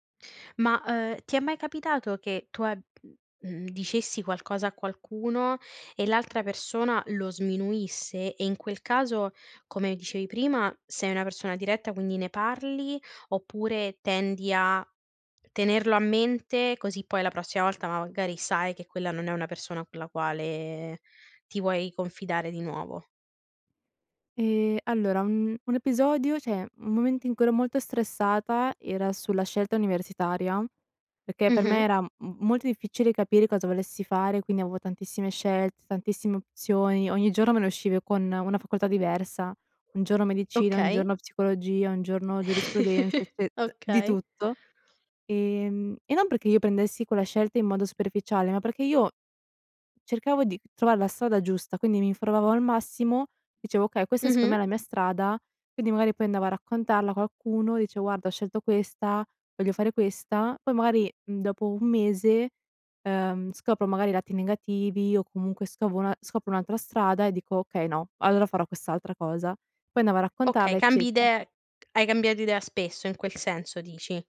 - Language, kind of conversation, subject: Italian, podcast, Come si costruisce la fiducia necessaria per parlare apertamente?
- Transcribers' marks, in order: other background noise; "cioè" said as "ceh"; dog barking; chuckle